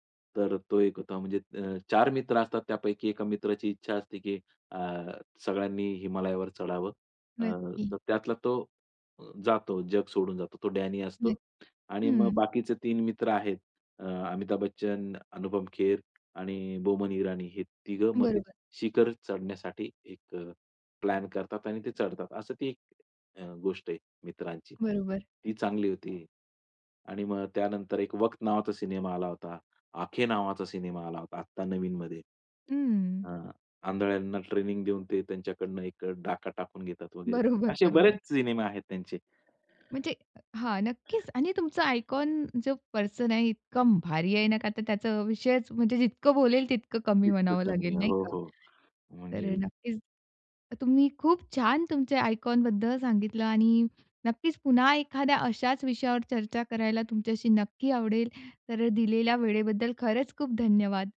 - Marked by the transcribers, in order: unintelligible speech; tapping; other background noise; in English: "आयकॉन"; in English: "आयकॉन"
- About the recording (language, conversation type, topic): Marathi, podcast, कोणत्या आदर्श व्यक्ती किंवा प्रतीकांचा तुमच्यावर सर्वाधिक प्रभाव पडतो?